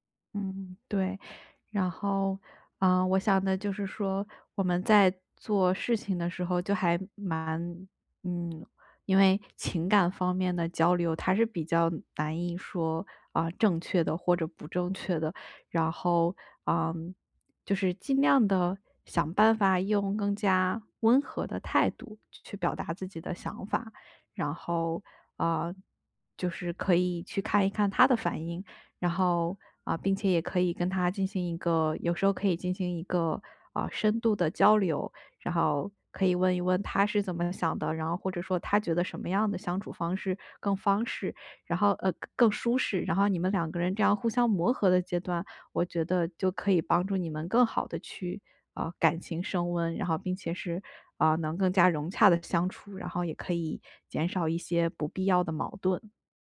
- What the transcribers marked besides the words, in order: "方便" said as "方式"
- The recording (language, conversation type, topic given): Chinese, advice, 我该如何在新关系中设立情感界限？